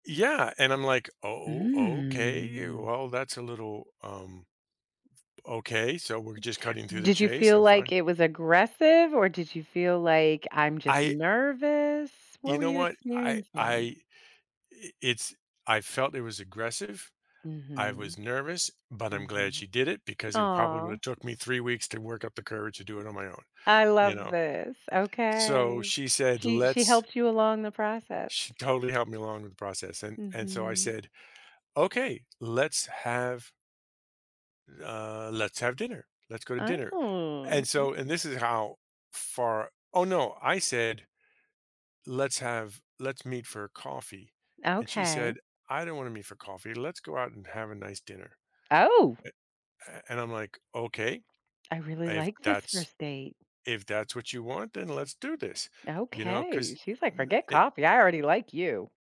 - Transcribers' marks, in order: drawn out: "Mm"; tapping; other background noise; drawn out: "Oh"; surprised: "Oh"
- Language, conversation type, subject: English, advice, How can I calm my nerves and feel more confident before a first date?